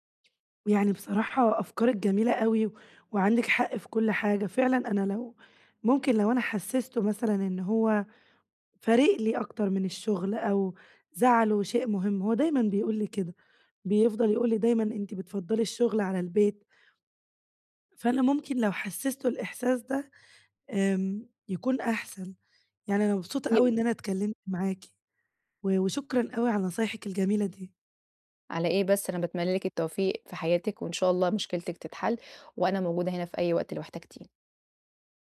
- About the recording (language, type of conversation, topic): Arabic, advice, إزاي أرجّع توازني العاطفي بعد فترات توتر؟
- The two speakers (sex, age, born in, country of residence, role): female, 20-24, Egypt, Greece, user; female, 30-34, Egypt, Portugal, advisor
- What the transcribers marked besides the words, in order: unintelligible speech